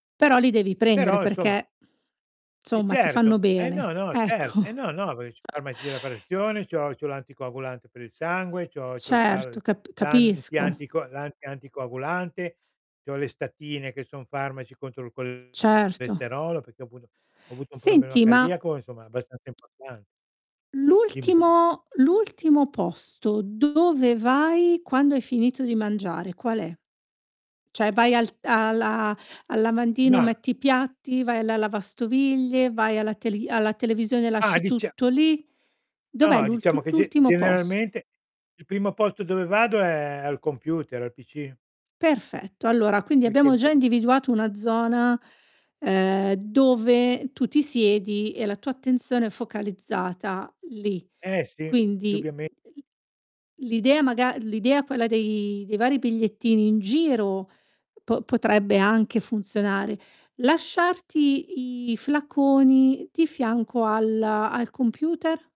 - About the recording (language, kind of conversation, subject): Italian, advice, Quali difficoltà stai incontrando nel ricordare o nel seguire regolarmente una terapia o l’assunzione di farmaci?
- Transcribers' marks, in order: exhale; "insomma" said as "nsomma"; laughing while speaking: "Ecco"; chuckle; other background noise; distorted speech; tapping; "Cioè" said as "ceh"